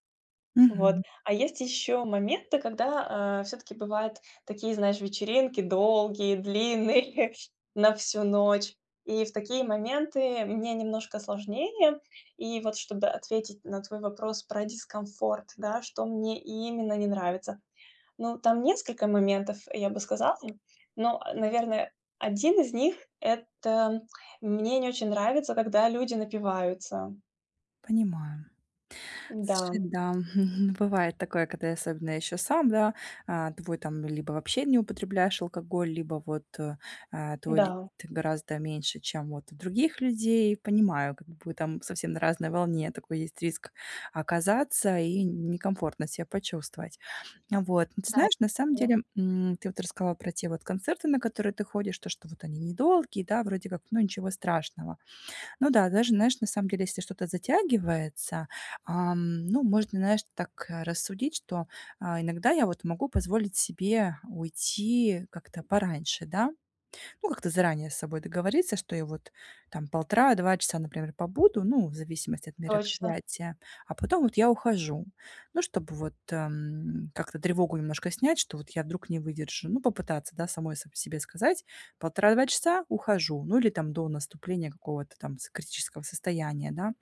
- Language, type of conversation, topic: Russian, advice, Как справиться с давлением и дискомфортом на тусовках?
- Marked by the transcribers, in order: chuckle; stressed: "именно"; tapping